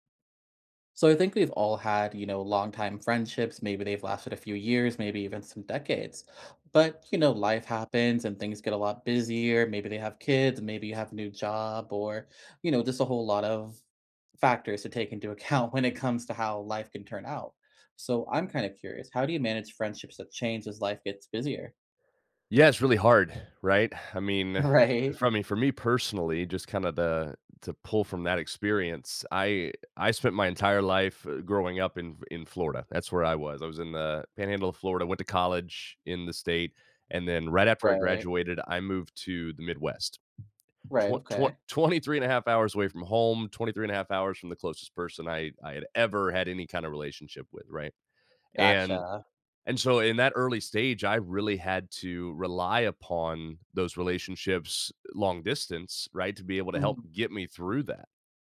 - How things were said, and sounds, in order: tapping; sigh; laughing while speaking: "Right"; sigh; laughing while speaking: "twenty-three"
- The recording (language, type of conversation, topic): English, unstructured, How do I manage friendships that change as life gets busier?